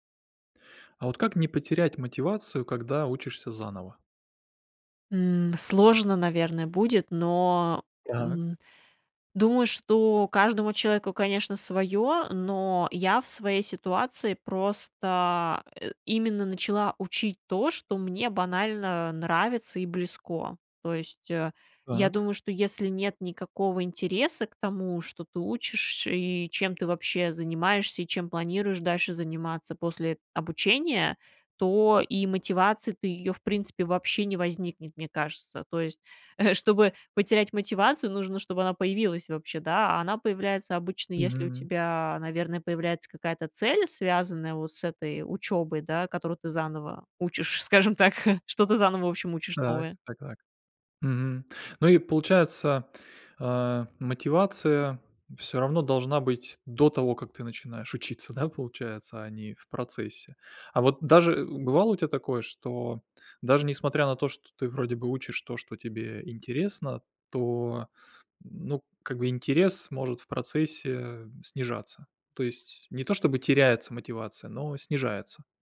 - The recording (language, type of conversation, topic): Russian, podcast, Как не потерять мотивацию, когда начинаешь учиться заново?
- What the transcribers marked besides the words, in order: tapping; laughing while speaking: "скажем так"; laughing while speaking: "да"